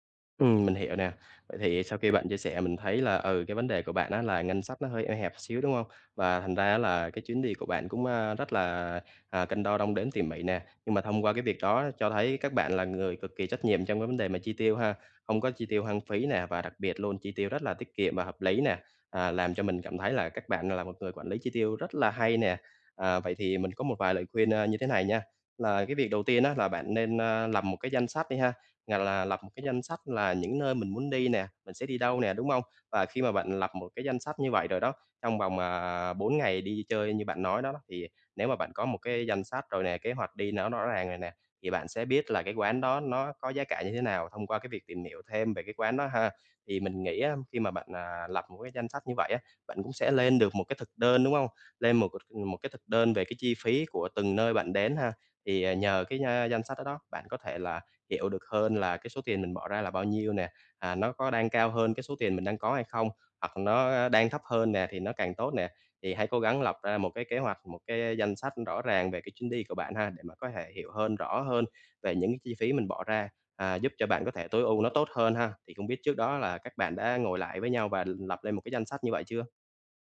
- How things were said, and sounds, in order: other background noise; tapping
- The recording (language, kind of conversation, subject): Vietnamese, advice, Làm sao quản lý ngân sách và thời gian khi du lịch?